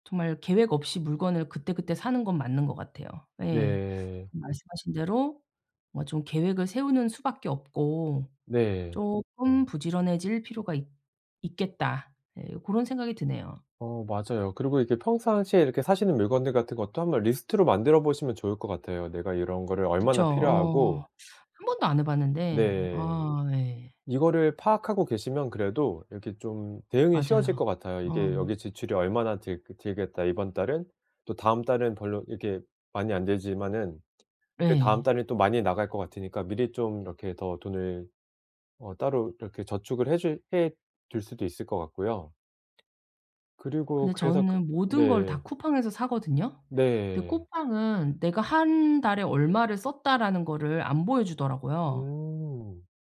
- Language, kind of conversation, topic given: Korean, advice, 의식적으로 소비하는 습관은 어떻게 구체적으로 시작할 수 있을까요?
- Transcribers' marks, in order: other background noise; tapping